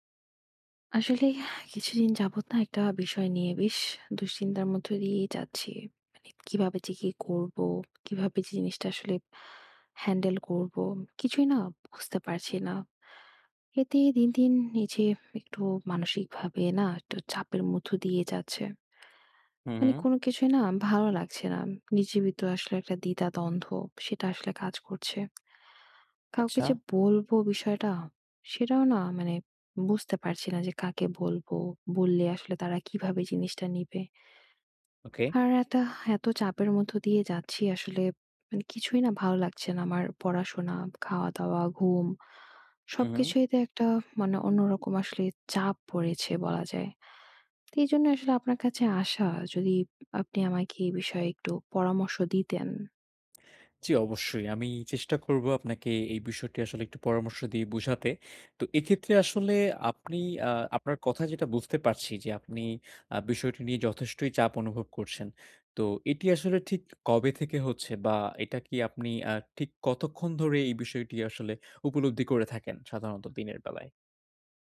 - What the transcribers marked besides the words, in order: sigh; other background noise; tapping
- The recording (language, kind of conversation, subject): Bengali, advice, কাজের মাঝখানে বিরতি ও পুনরুজ্জীবনের সময় কীভাবে ঠিক করব?